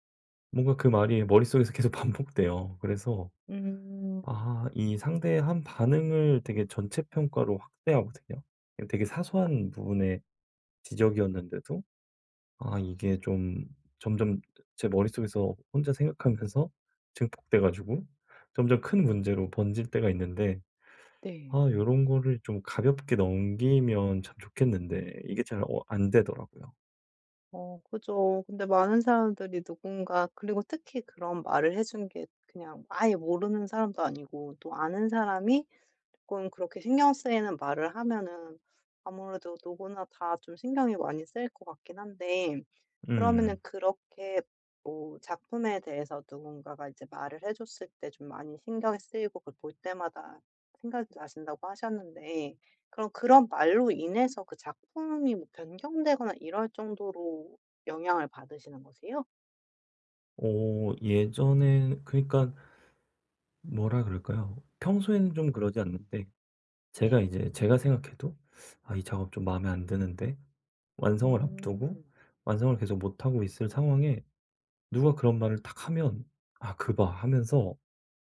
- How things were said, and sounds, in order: laughing while speaking: "계속 반복돼요"; tapping; other background noise
- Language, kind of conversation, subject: Korean, advice, 다른 사람들이 나를 어떻게 볼지 너무 신경 쓰지 않으려면 어떻게 해야 하나요?